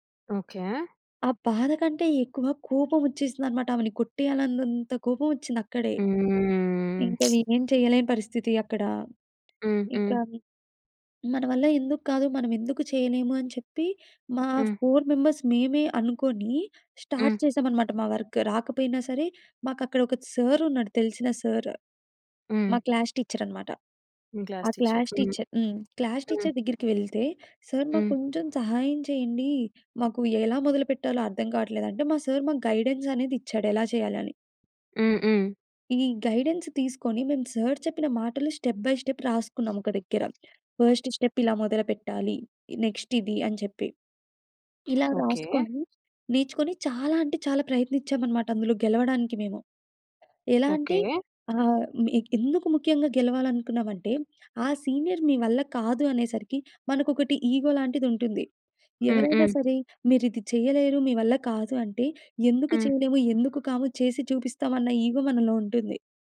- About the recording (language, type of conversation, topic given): Telugu, podcast, ఒక ప్రాజెక్టు విఫలమైన తర్వాత పాఠాలు తెలుసుకోడానికి మొదట మీరు ఏం చేస్తారు?
- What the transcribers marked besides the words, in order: lip smack; tapping; in English: "ఫోర్ మెంబర్స్"; in English: "స్టార్ట్"; in English: "వర్క్"; in English: "సార్"; in English: "సార్"; in English: "క్లాస్ టీచర్"; in English: "క్లాస్ టీచర్"; in English: "క్లాస్ టీచర్"; in English: "క్లాస్ టీచర్"; in English: "సార్"; in English: "సార్"; in English: "గైడెన్స్"; in English: "గైడెన్స్"; in English: "స్టెప్ బై స్టెప్"; in English: "ఫస్ట్ స్టెప్"; in English: "నెక్స్ట్"; in English: "సీనియర్"; in English: "ఈగో"; in English: "ఈగో"